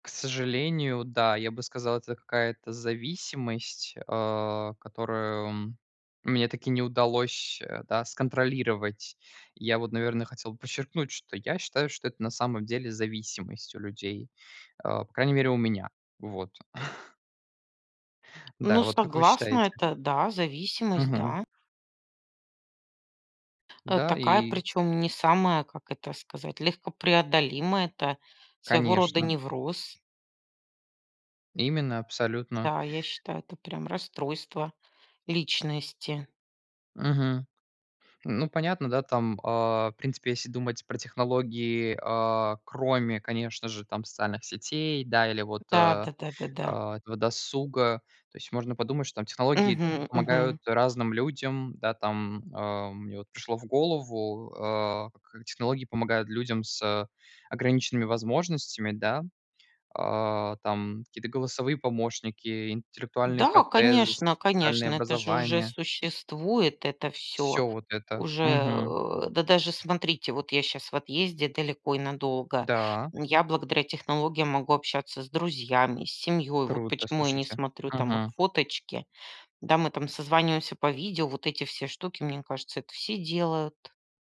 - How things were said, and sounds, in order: chuckle; tapping; background speech
- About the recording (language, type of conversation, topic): Russian, unstructured, Как технологии изменили повседневную жизнь человека?